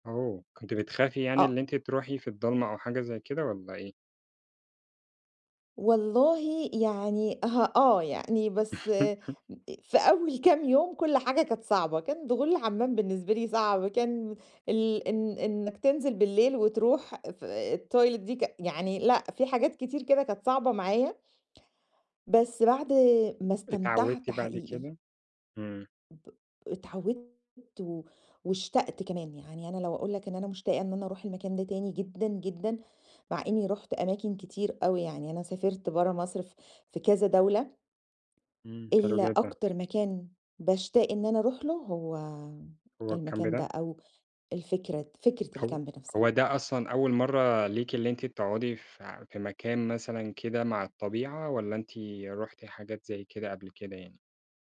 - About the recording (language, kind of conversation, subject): Arabic, podcast, إيه هو المكان اللي حسّيت فيه براحة نفسية بسبب الطبيعة؟
- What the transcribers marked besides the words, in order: tapping; laughing while speaking: "آه"; laugh; in English: "الToilet"; in English: "الكامب"; in English: "الكامب"